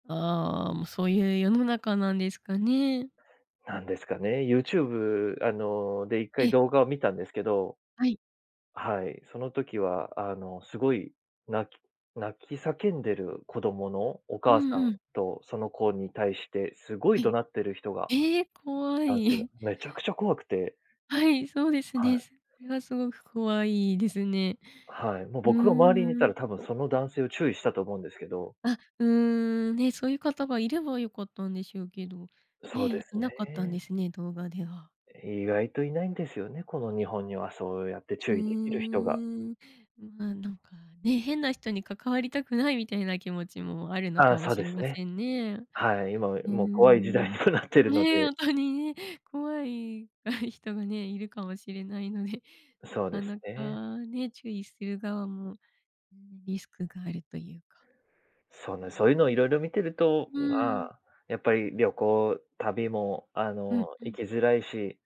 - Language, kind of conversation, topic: Japanese, podcast, 子どもを持つかどうか、どのように考えましたか？
- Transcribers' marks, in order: other noise; chuckle; laughing while speaking: "にもなってるので"; chuckle